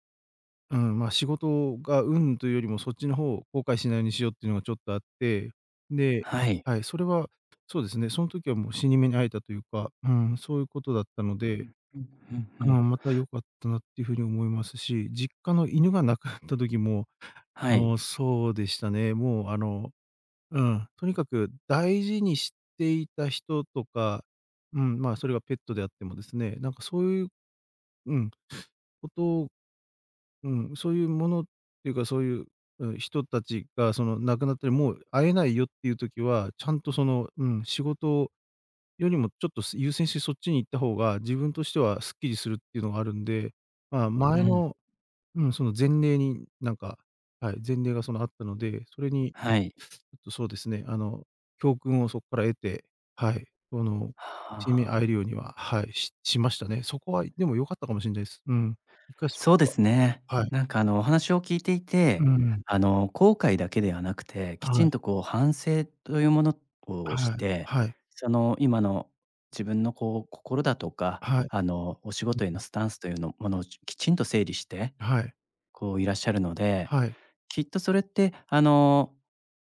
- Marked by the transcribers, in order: laughing while speaking: "亡くなった"; other background noise
- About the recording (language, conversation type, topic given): Japanese, advice, 過去の出来事を何度も思い出して落ち込んでしまうのは、どうしたらよいですか？